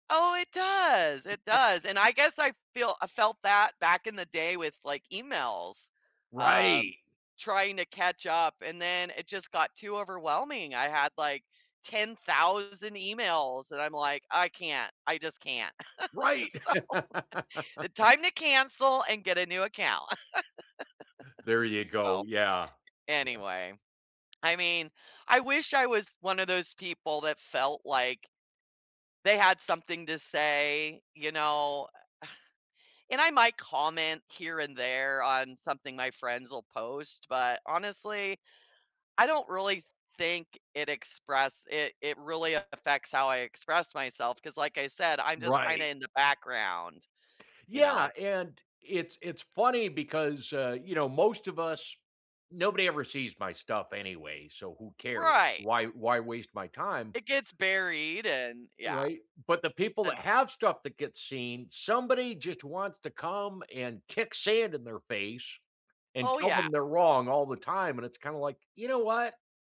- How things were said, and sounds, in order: laughing while speaking: "Yeah"; stressed: "Right"; laugh; laughing while speaking: "so"; laugh; tapping; other background noise; sigh
- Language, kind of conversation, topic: English, unstructured, How does social media affect how we express ourselves?
- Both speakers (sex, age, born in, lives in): female, 45-49, United States, United States; male, 55-59, United States, United States